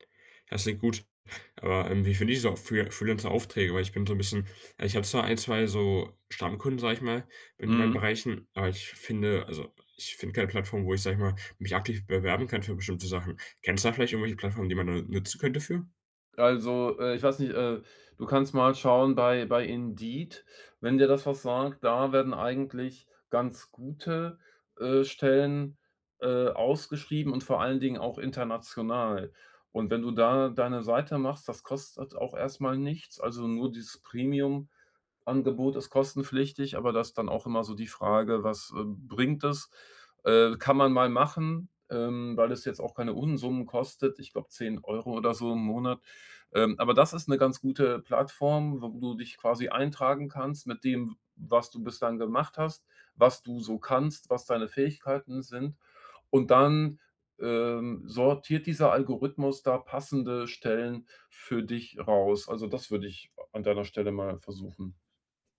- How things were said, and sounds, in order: none
- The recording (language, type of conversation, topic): German, advice, Wie kann ich mein Geld besser planen und bewusster ausgeben?